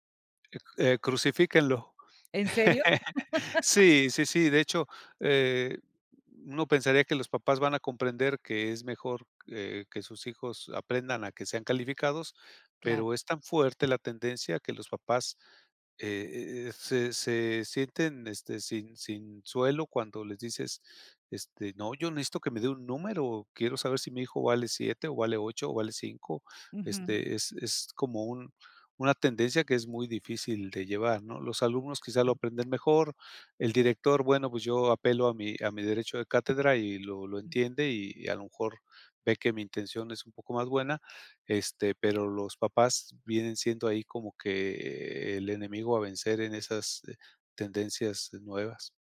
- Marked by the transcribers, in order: chuckle; other noise
- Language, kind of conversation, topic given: Spanish, podcast, ¿Qué mito sobre la educación dejaste atrás y cómo sucedió?
- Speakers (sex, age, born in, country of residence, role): female, 50-54, Mexico, Mexico, host; male, 60-64, Mexico, Mexico, guest